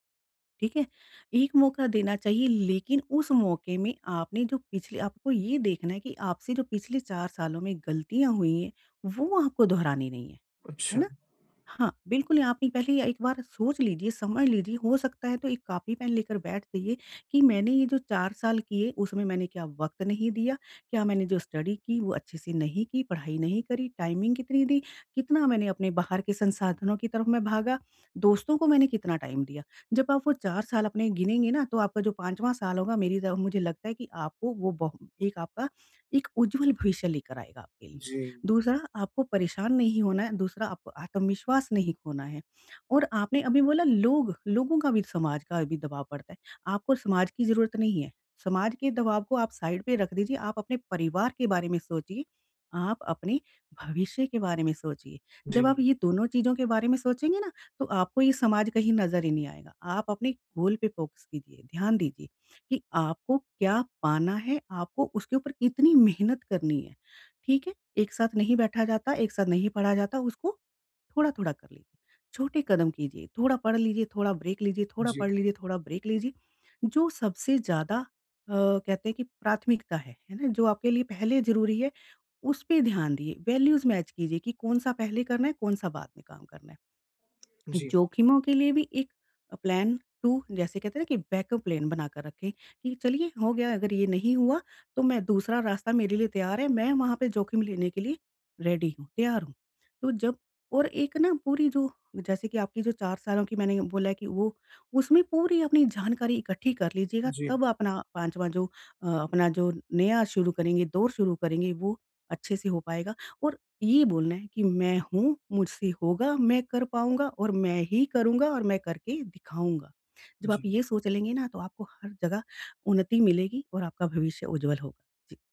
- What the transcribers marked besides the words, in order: in English: "स्टडी"; in English: "टाइमिंग"; in English: "टाइम"; in English: "साइड"; in English: "गोल"; in English: "फ़ोकस"; in English: "ब्रेक"; in English: "ब्रेक"; in English: "वैल्यूज़ मैच"; in English: "प्लान टू"; in English: "बैकअप प्लान"; in English: "रेडी"
- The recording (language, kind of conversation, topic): Hindi, advice, अनिश्चितता में निर्णय लेने की रणनीति